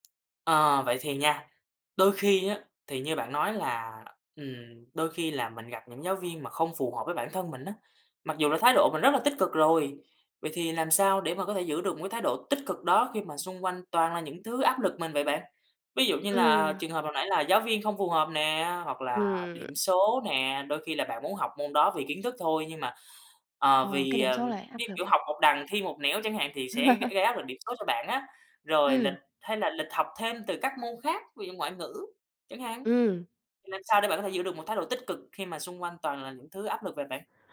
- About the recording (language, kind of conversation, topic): Vietnamese, podcast, Bạn làm thế nào để biến việc học thành niềm vui?
- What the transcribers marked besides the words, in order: tapping; chuckle; other background noise